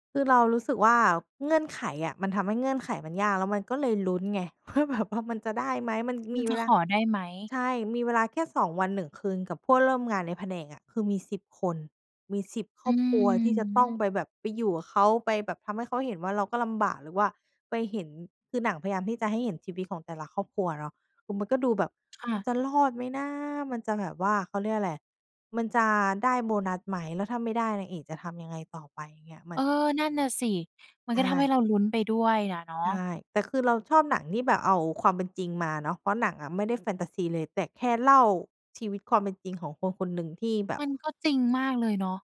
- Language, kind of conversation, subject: Thai, podcast, งานอดิเรกเก่าอะไรที่คุณอยากกลับไปทำอีกครั้ง?
- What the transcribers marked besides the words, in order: laughing while speaking: "ว่าแบบ"; other background noise; tapping